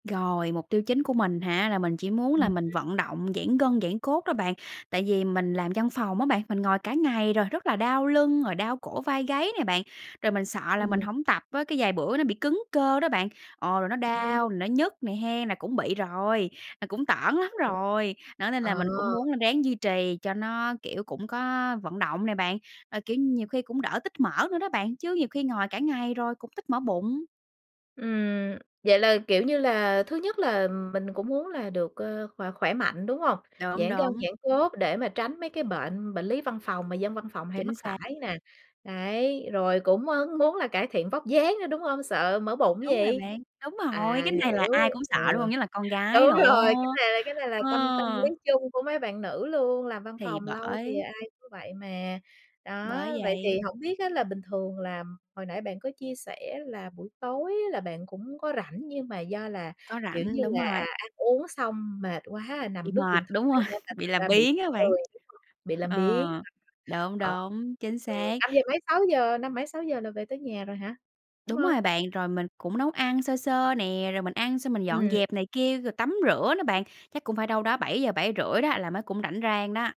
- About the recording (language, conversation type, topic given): Vietnamese, advice, Làm thế nào để bắt đầu và duy trì thói quen tập thể dục đều đặn?
- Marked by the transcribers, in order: background speech; tapping; other background noise; laughing while speaking: "lắm"; laughing while speaking: "dáng"; laughing while speaking: "Đúng rồi"; laughing while speaking: "rồi"